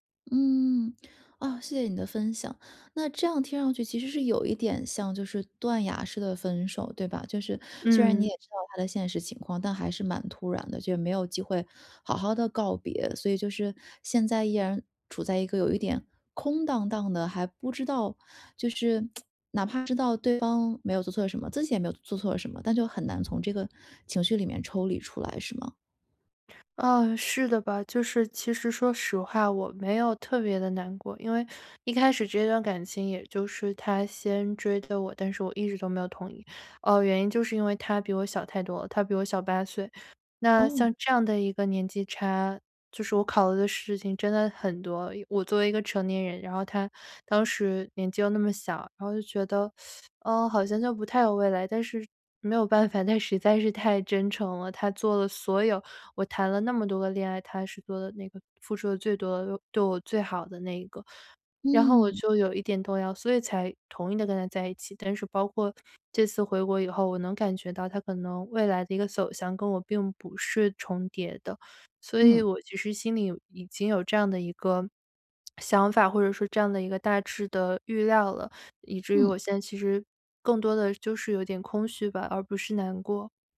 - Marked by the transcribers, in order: tsk; teeth sucking; swallow
- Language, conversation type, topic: Chinese, advice, 分手后我该如何开始自我修复并实现成长？
- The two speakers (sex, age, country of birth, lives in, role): female, 25-29, China, United States, user; female, 35-39, China, United States, advisor